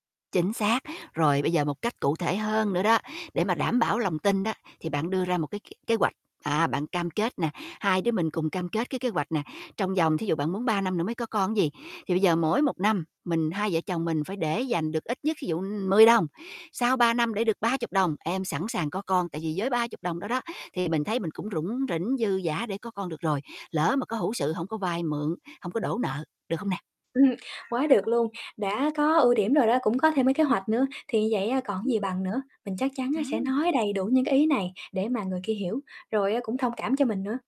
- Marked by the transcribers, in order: tapping; distorted speech; "chứ" said as "ứn"; other background noise
- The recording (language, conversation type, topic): Vietnamese, advice, Hai bạn đang bất đồng như thế nào về việc có con hay không?